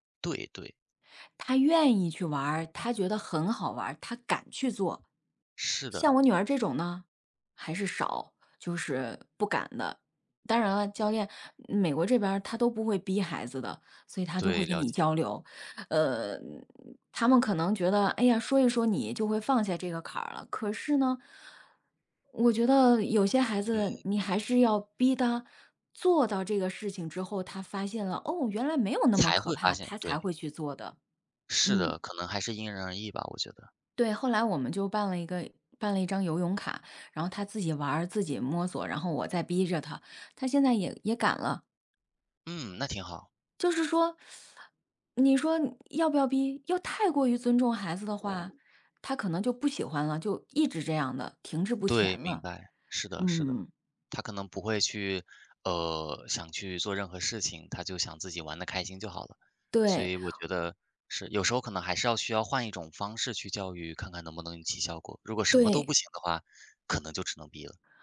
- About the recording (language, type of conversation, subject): Chinese, unstructured, 家长应该干涉孩子的学习吗？
- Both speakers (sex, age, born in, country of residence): female, 40-44, China, United States; male, 18-19, China, United States
- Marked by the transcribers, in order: teeth sucking